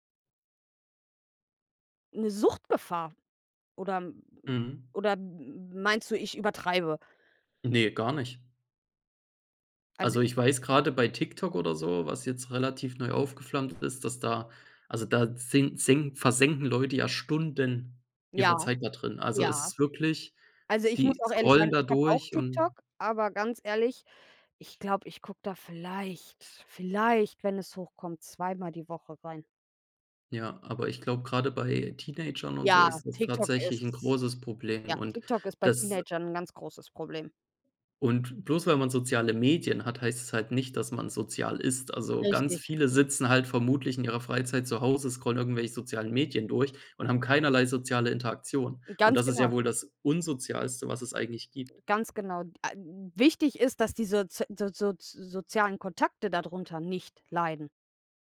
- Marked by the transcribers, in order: stressed: "Stunden"
- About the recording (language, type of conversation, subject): German, unstructured, Wie beeinflussen soziale Medien unser Miteinander?